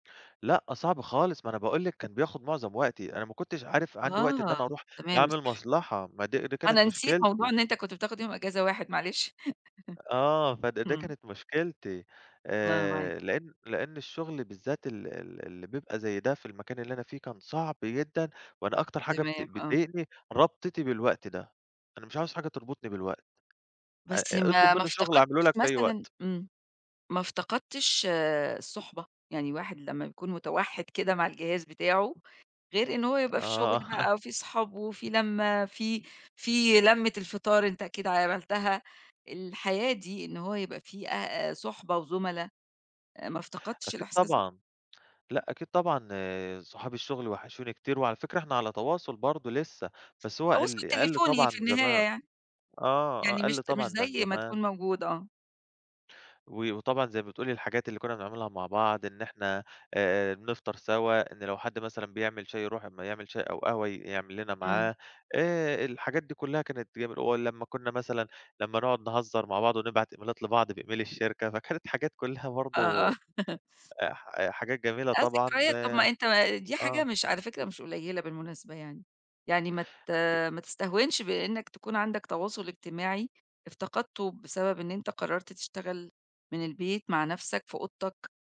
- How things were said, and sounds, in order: laugh; tapping; chuckle; in English: "إميلات"; in English: "بemail"; laugh; other background noise
- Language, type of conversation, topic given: Arabic, podcast, إزاي أخدت قرار إنك تغيّر مسارك المهني؟